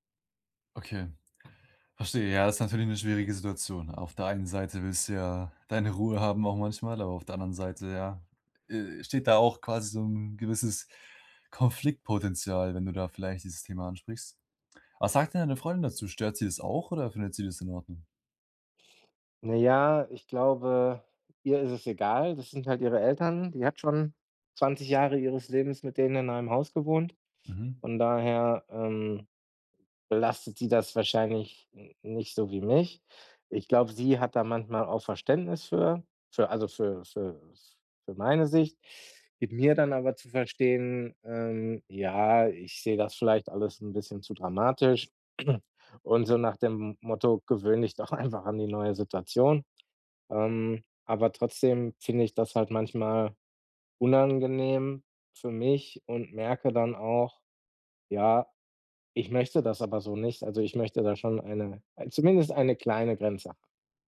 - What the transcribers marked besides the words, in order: other background noise; laughing while speaking: "deine"; breath; throat clearing
- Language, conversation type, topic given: German, advice, Wie setze ich gesunde Grenzen gegenüber den Erwartungen meiner Familie?